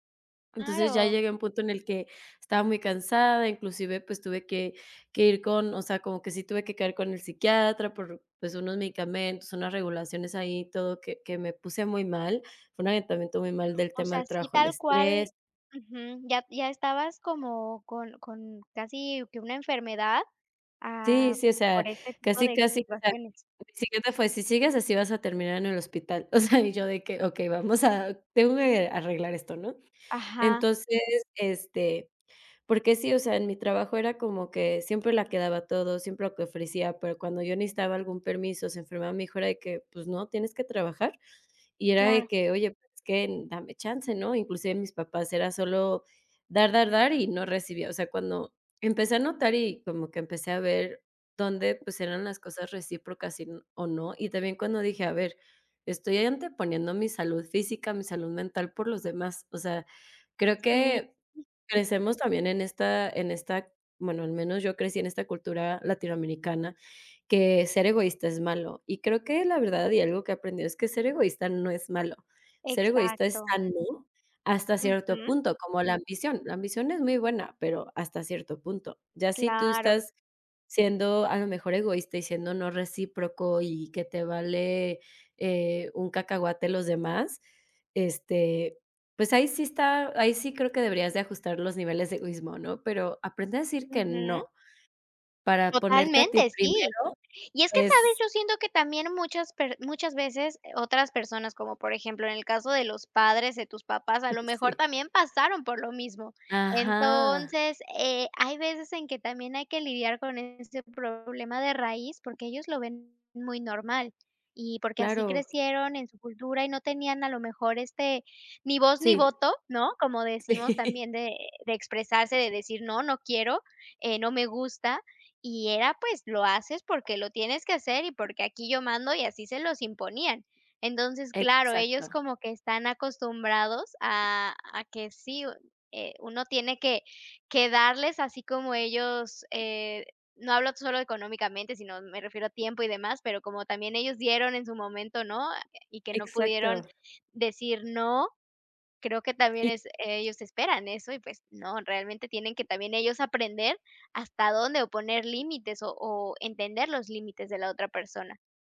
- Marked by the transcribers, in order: laughing while speaking: "O sea"; tapping; other background noise; laughing while speaking: "Sí"; laughing while speaking: "Sí"
- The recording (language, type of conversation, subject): Spanish, podcast, ¿Cómo aprendes a decir no sin culpa?